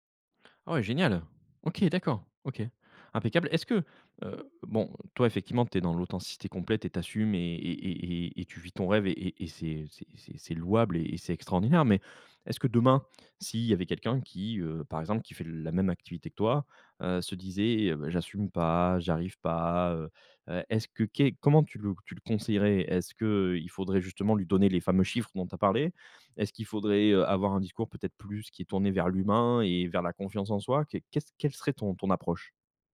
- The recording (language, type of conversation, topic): French, podcast, Comment rester authentique lorsque vous exposez votre travail ?
- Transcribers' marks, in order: "l'authenticité" said as "l'authencité"